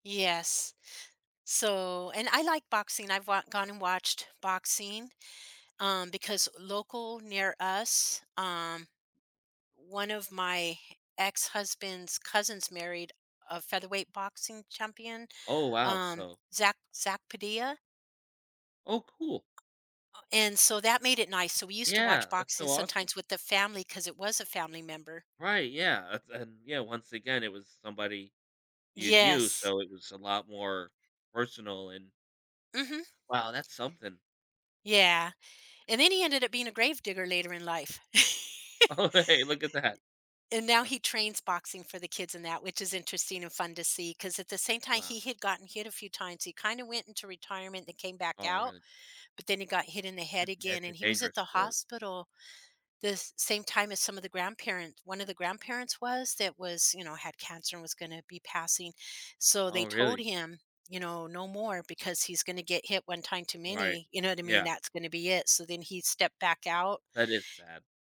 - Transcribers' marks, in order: tapping; chuckle; laughing while speaking: "hey, look at that"; other background noise
- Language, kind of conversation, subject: English, unstructured, How do the atmosphere and fan engagement contribute to the overall experience of a sports event?
- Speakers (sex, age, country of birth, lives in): female, 65-69, United States, United States; male, 35-39, United States, United States